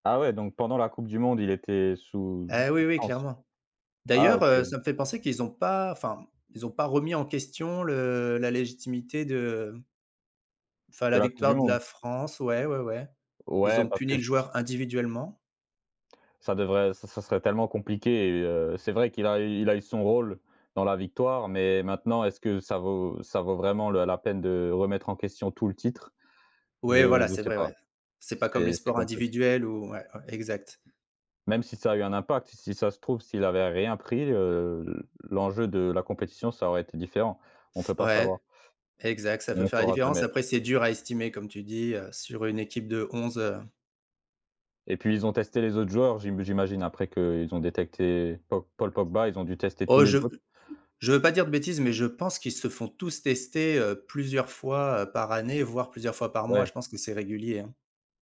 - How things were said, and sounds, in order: tapping; other background noise
- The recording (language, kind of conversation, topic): French, unstructured, Le dopage dans le sport devrait-il être puni plus sévèrement ?